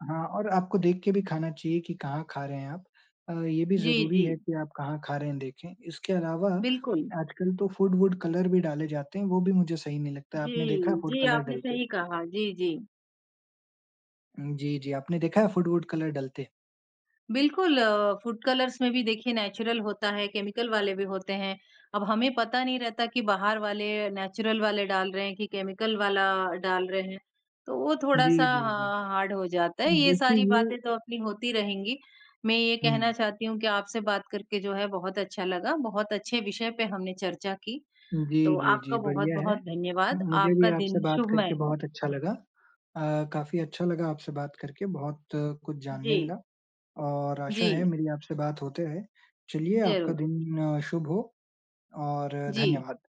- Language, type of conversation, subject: Hindi, unstructured, क्या आपको घर पर खाना बनाना पसंद है?
- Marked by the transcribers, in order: in English: "फूड-वूड कलर"; in English: "फूड कलर"; in English: "फूड-वूड कलर"; in English: "फूड कलर्स"; in English: "नेचुरल"; in English: "केमिकल"; tapping; in English: "नेचुरल"; in English: "केमिकल"; in English: "हार्ड"; other background noise